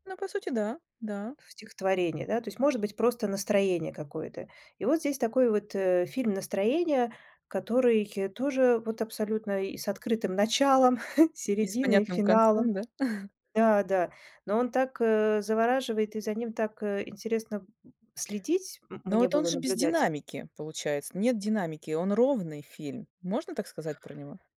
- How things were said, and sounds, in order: laughing while speaking: "началом"; chuckle
- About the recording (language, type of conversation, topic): Russian, podcast, Что делает финал фильма по-настоящему удачным?